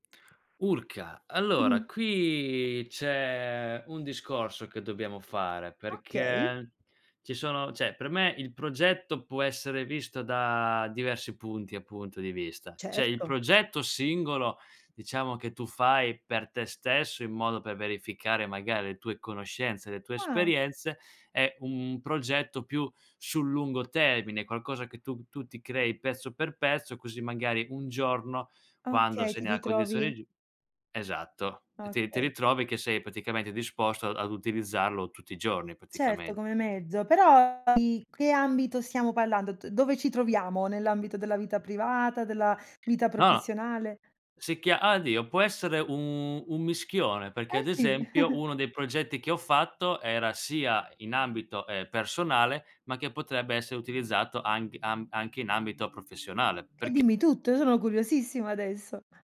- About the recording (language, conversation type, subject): Italian, podcast, Qual è stato il progetto più soddisfacente che hai realizzato?
- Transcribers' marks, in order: tapping; "cioè" said as "ceh"; other background noise; chuckle